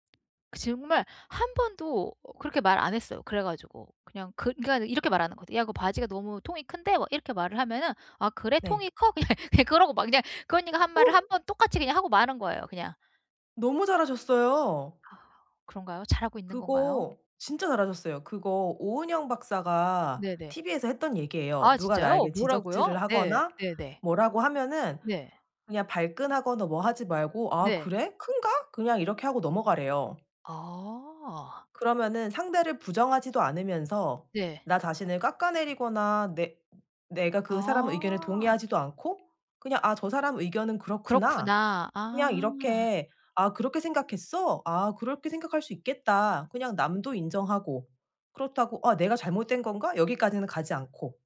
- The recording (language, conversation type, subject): Korean, advice, 피드백을 받을 때 방어적으로 반응하지 않으려면 어떻게 해야 하나요?
- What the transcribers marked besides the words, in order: laughing while speaking: "그냥"; gasp; sigh